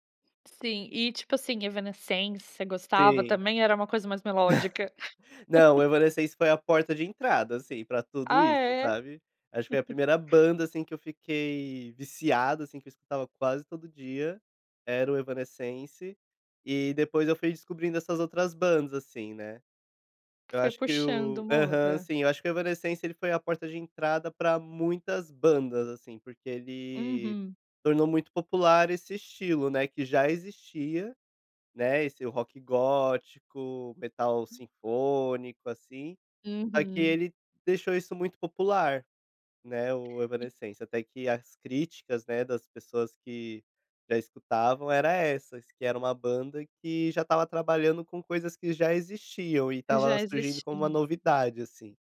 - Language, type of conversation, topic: Portuguese, podcast, Qual música melhor descreve a sua adolescência?
- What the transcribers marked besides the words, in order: laugh; laugh